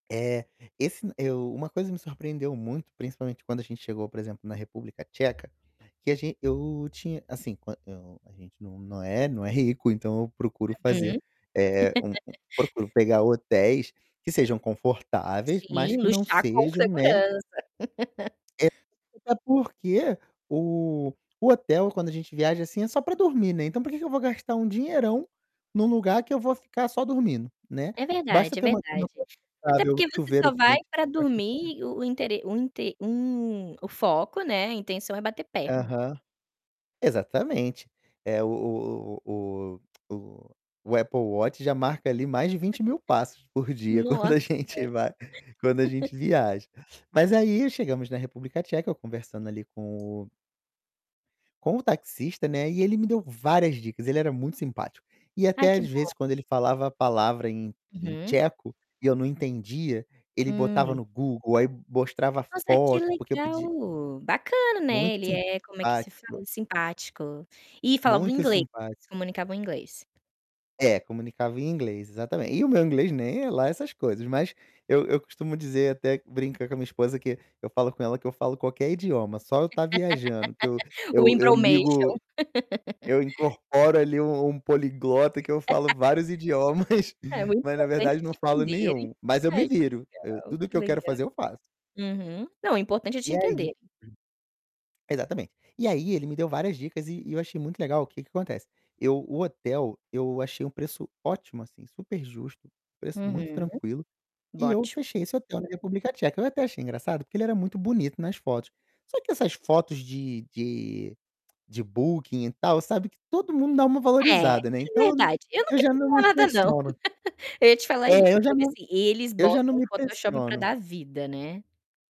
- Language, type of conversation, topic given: Portuguese, podcast, Você pode me contar sobre uma viagem que mudou a sua visão cultural?
- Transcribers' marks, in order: other background noise; distorted speech; tapping; laugh; laugh; unintelligible speech; unintelligible speech; tongue click; laugh; laughing while speaking: "quando a gente vai"; laugh; laugh; laugh; laugh; chuckle; throat clearing; tongue click; laugh